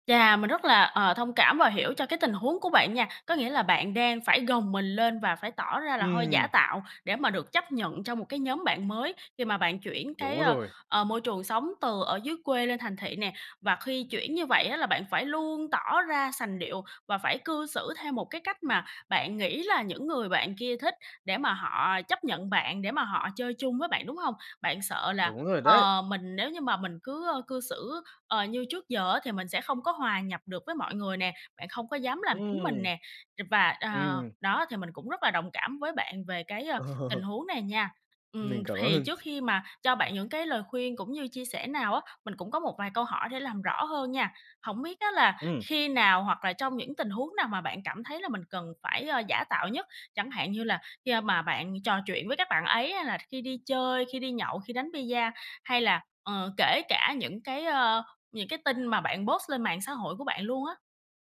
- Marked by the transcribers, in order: tapping; unintelligible speech; laughing while speaking: "Ờ"; other background noise; in English: "post"
- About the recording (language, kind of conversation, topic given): Vietnamese, advice, Bạn có thường cảm thấy mình phải giả tạo để được nhóm bạn chấp nhận không?